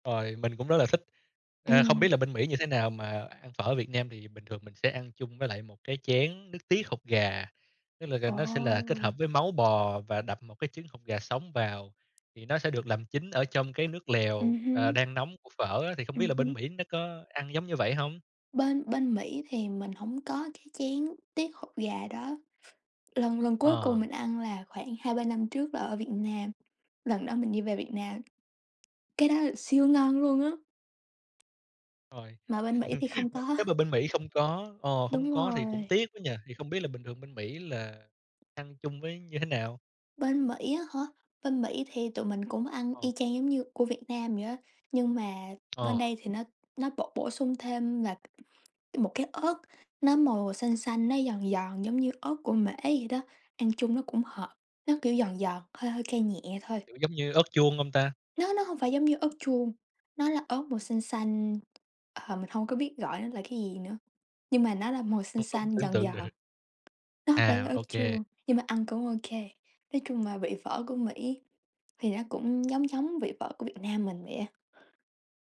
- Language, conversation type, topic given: Vietnamese, unstructured, Món ăn nào bạn từng thử nhưng không thể nuốt được?
- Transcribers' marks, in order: other background noise; tapping; chuckle